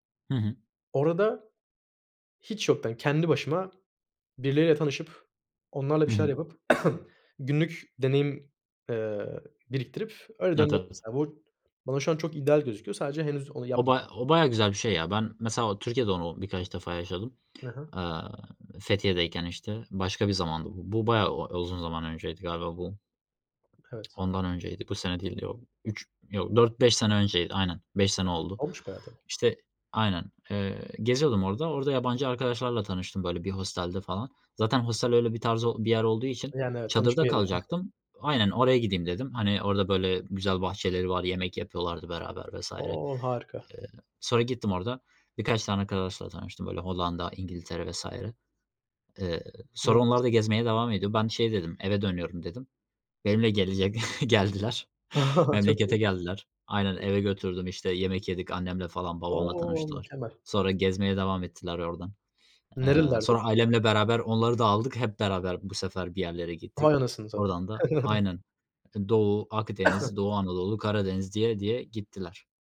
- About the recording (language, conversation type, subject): Turkish, unstructured, En unutulmaz aile tatiliniz hangisiydi?
- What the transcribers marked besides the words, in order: other background noise; tapping; cough; chuckle; chuckle; cough